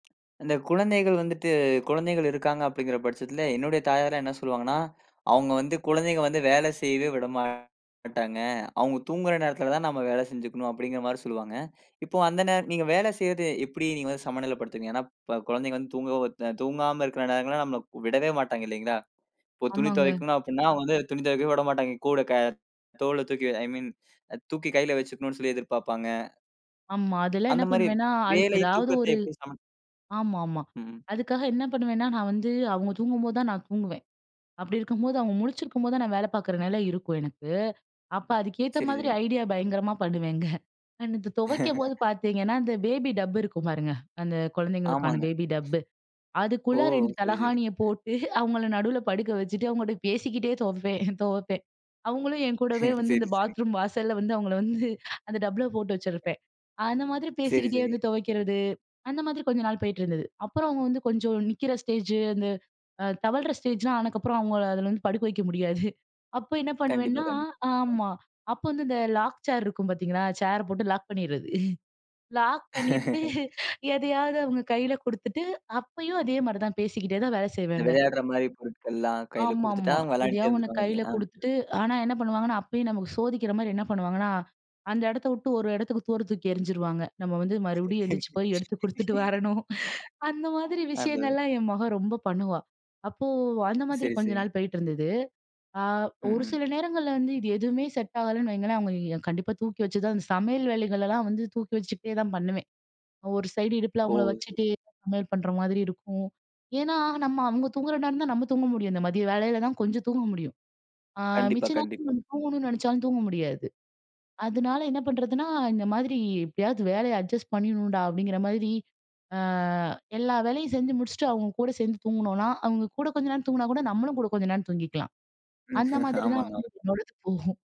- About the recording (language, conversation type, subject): Tamil, podcast, மதிய சிறு தூக்கத்தைப் பற்றிய உங்கள் அனுபவம் என்ன?
- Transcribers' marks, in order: other background noise; other noise; in English: "ஐ மீன்"; laughing while speaking: "பண்ணுவேங்க"; laugh; in English: "பேபி டப்பு"; in English: "பேபி டப்பு"; laughing while speaking: "நடுவுல படுக்க வெச்சுட்டு அவங்ககிட்ட பேசிக்கிட்டே துவைப்பேன், துவைப்பேன்"; chuckle; laughing while speaking: "வாசல்ல வந்து அவங்களை வந்து அந்த டப்புல போட்டு"; unintelligible speech; in English: "ஸ்டேஜ்"; in English: "ஸ்டேஜ்லாம்"; in English: "லாக் சேர்"; chuckle; laugh; laughing while speaking: "லாக் பண்ணிட்டு"; laugh; laughing while speaking: "எடுத்து குடுத்துட்டு வரணும். அந்த மாதிரி விஷயங்கள்லாம் என் மக ரொம்ப பண்ணுவா"; in English: "அட்ஜஸ்ட்"; laughing while speaking: "ஆமாங்க, ஆமா"